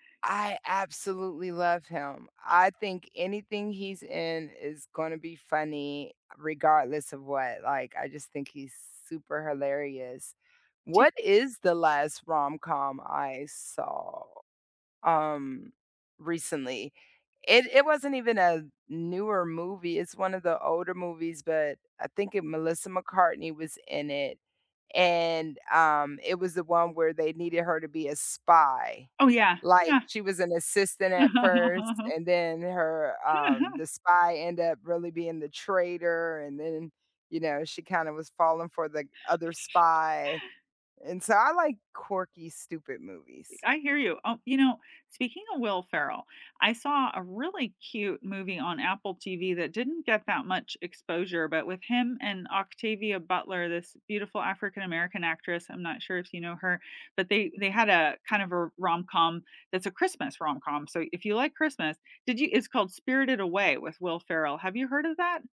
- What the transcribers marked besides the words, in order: laugh; laugh; tapping
- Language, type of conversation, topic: English, unstructured, What was the first movie you fell in love with, and what memories or feelings still connect you to it?
- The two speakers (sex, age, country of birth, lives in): female, 45-49, United States, United States; female, 45-49, United States, United States